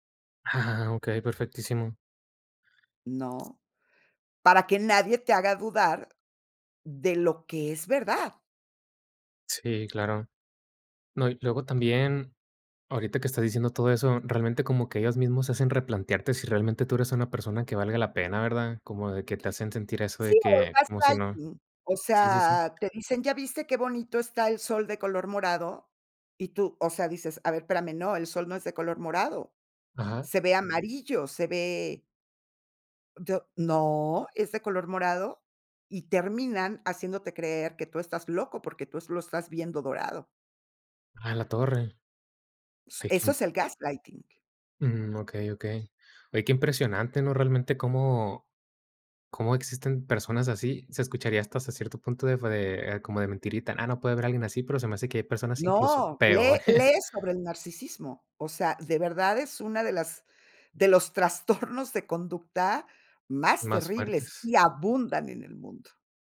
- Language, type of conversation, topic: Spanish, podcast, ¿Qué papel juega la vulnerabilidad al comunicarnos con claridad?
- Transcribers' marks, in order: in English: "gaslighting"; other background noise; in English: "gaslighting"; chuckle